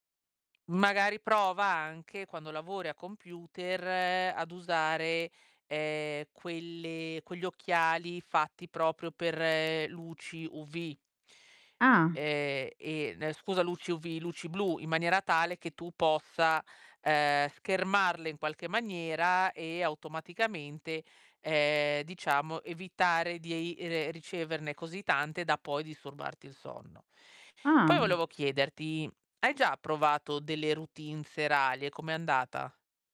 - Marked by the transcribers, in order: distorted speech; tapping
- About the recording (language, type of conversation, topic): Italian, advice, Come posso creare una routine serale che mi aiuti a dormire meglio e a mantenere abitudini di sonno regolari?